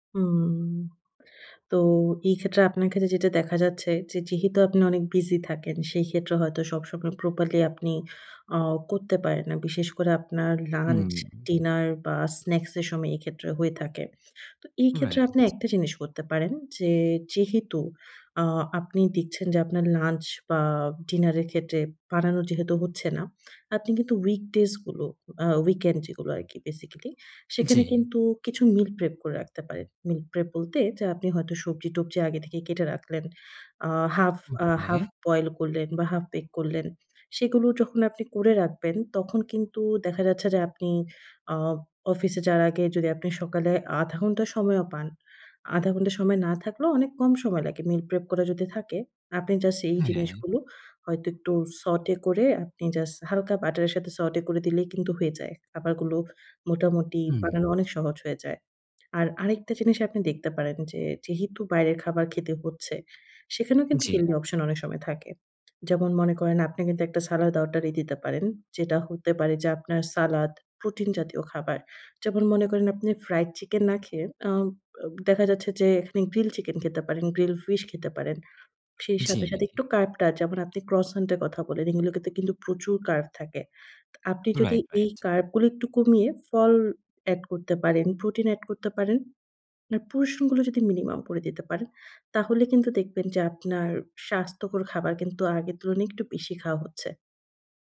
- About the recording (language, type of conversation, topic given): Bengali, advice, অস্বাস্থ্যকর খাবার ছেড়ে কীভাবে স্বাস্থ্যকর খাওয়ার অভ্যাস গড়ে তুলতে পারি?
- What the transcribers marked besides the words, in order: tapping; in English: "weekdays"; in English: "weekend"; in English: "সটে"; "saute" said as "সটে"; in English: "saute"; in English: "portion"